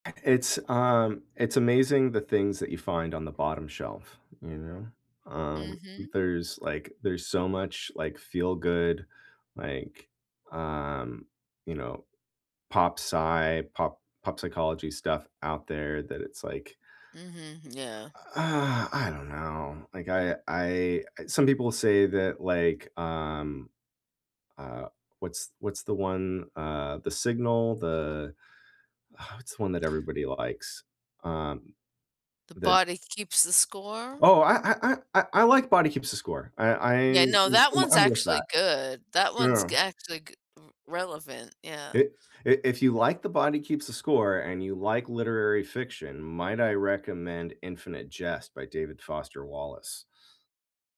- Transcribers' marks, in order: other background noise; tapping; sigh
- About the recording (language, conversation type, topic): English, unstructured, Have you ever felt invisible in your own family or friend group?
- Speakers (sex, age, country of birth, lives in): female, 40-44, United States, United States; male, 40-44, United States, United States